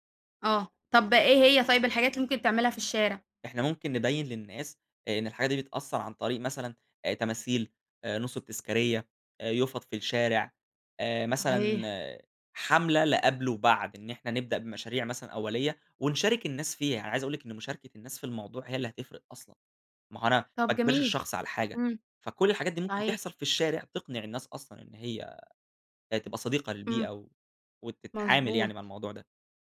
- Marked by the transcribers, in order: other background noise
- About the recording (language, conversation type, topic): Arabic, podcast, إزاي نخلي المدن عندنا أكتر خضرة من وجهة نظرك؟